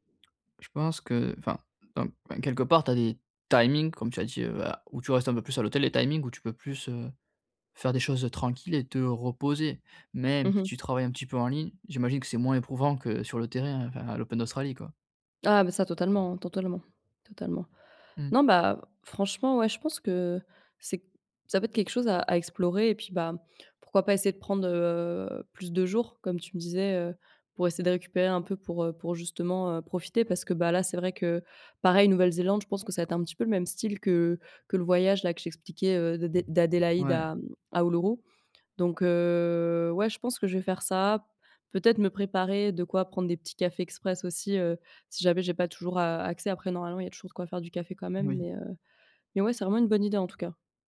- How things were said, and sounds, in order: "totalement" said as "tontalement"; drawn out: "heu"
- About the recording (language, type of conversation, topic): French, advice, Comment éviter l’épuisement et rester en forme pendant un voyage ?